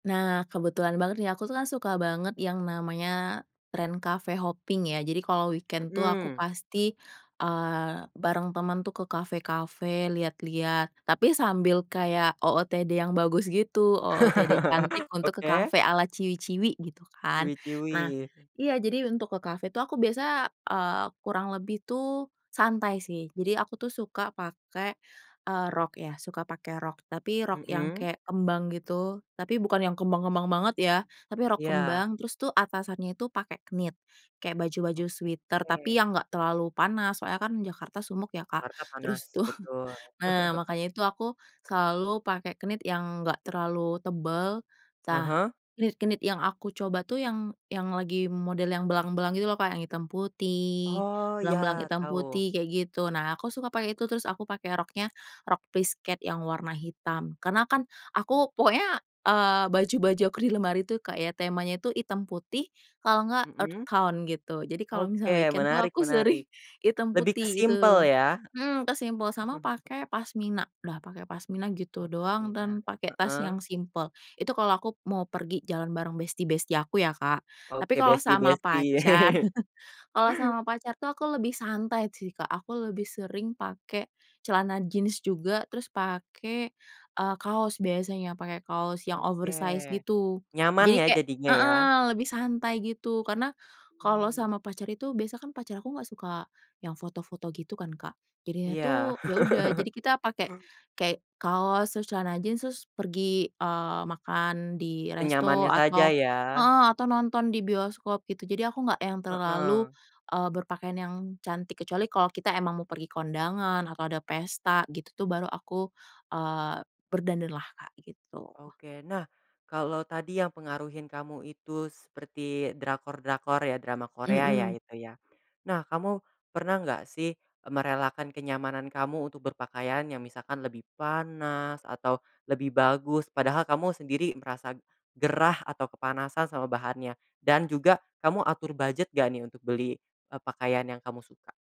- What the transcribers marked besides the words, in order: in English: "cafe-hoping"; in English: "weekend"; tapping; chuckle; other background noise; in English: "knit"; chuckle; in English: "knit"; in English: "knit-knit"; in English: "earth tone"; in English: "weekend"; laughing while speaking: "sering"; chuckle; chuckle; in English: "oversize"; chuckle
- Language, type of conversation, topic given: Indonesian, podcast, Bagaimana kamu mendeskripsikan gaya berpakaianmu saat ini?